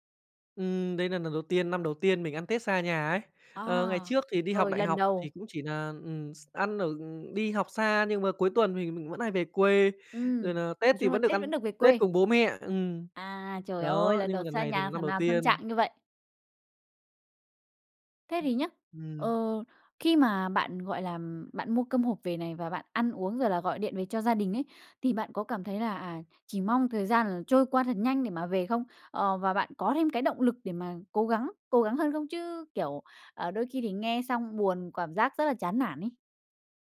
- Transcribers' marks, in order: "lần" said as "nần"; other background noise
- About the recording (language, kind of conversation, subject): Vietnamese, podcast, Bạn đã bao giờ nghe nhạc đến mức bật khóc chưa, kể cho mình nghe được không?